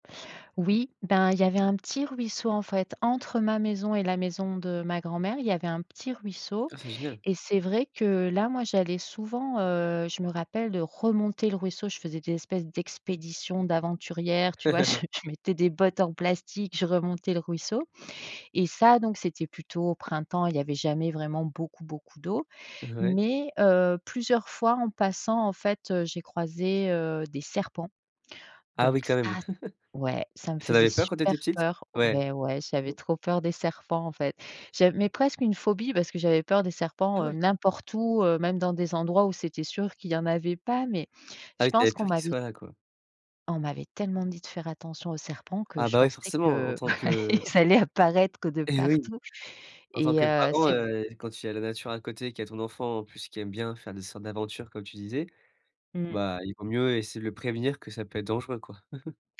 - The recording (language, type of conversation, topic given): French, podcast, Quel souvenir d’enfance lié à la nature te touche encore aujourd’hui ?
- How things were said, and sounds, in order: laugh; chuckle; chuckle; chuckle; tapping; laughing while speaking: "bah ils allaient apparaître de partout"; chuckle